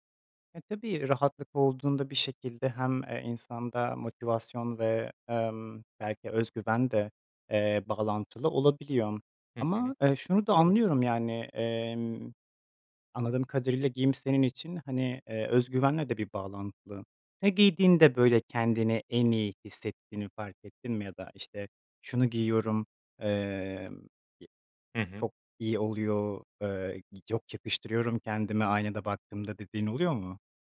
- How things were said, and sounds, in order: none
- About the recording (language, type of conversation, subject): Turkish, podcast, Giyinirken rahatlığı mı yoksa şıklığı mı önceliklendirirsin?